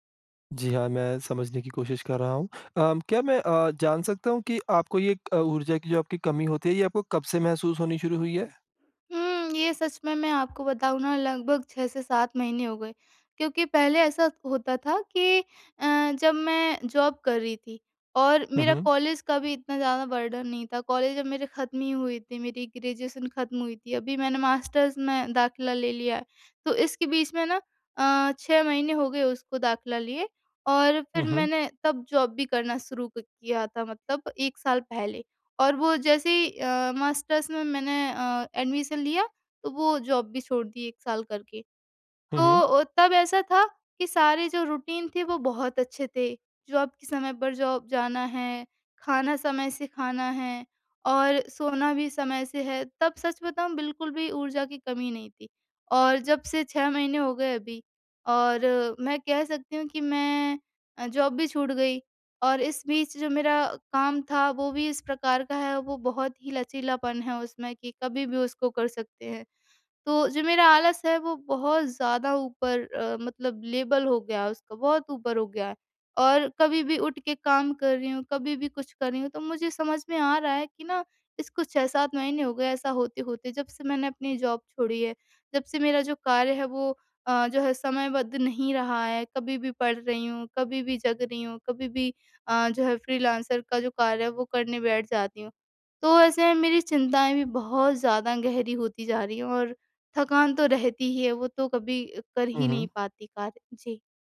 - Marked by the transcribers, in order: in English: "जॉब"; in English: "बर्डन"; in English: "जॉब"; in English: "एडमिशन"; in English: "जॉब"; in English: "रूटीन"; in English: "जॉब"; in English: "जॉब"; in English: "जॉब"; in English: "लेबल"; in English: "जॉब"
- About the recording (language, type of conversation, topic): Hindi, advice, क्या दिन में थकान कम करने के लिए थोड़ी देर की झपकी लेना मददगार होगा?